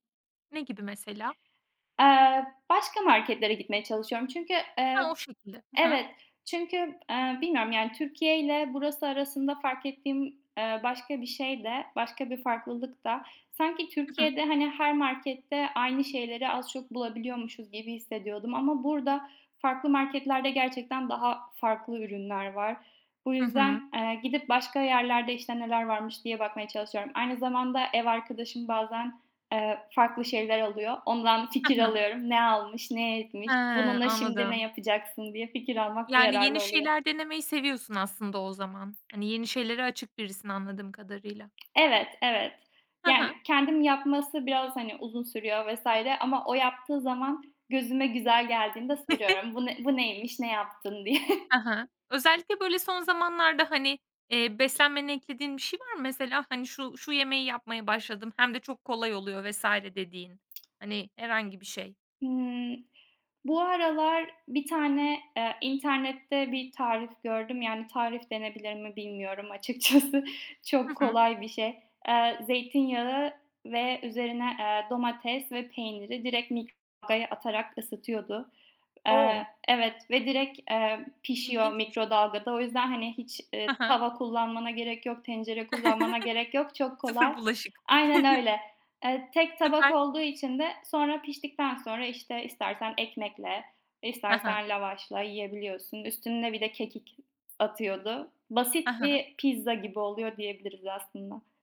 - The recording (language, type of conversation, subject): Turkish, podcast, Yemek yaparken nelere dikkat ediyorsun, rutinlerin var mı?
- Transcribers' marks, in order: other background noise; tapping; drawn out: "He"; chuckle; chuckle; laughing while speaking: "açıkçası"; chuckle; chuckle